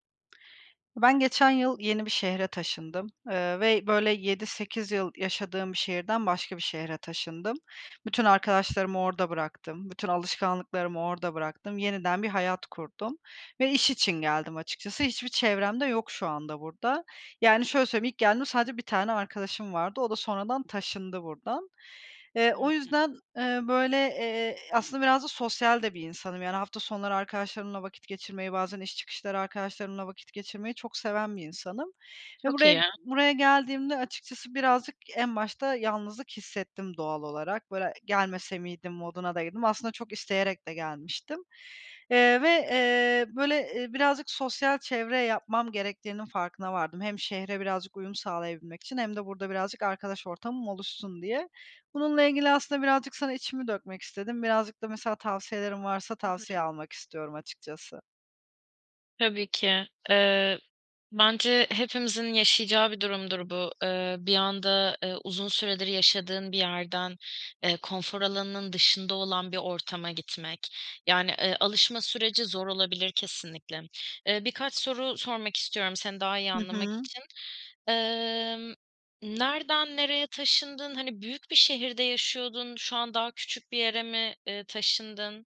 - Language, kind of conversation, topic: Turkish, advice, Yeni bir yerde nasıl sosyal çevre kurabilir ve uyum sağlayabilirim?
- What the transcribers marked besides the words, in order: other background noise; other noise